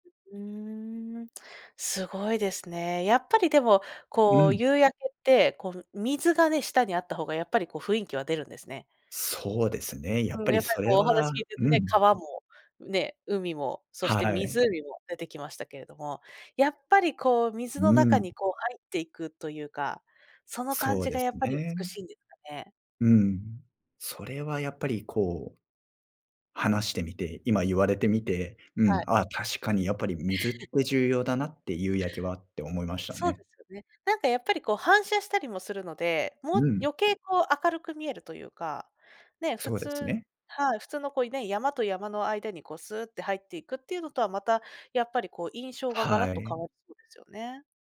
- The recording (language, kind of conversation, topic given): Japanese, podcast, 忘れられない夕焼けや朝焼けを見た場所はどこですか？
- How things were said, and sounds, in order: tapping; laugh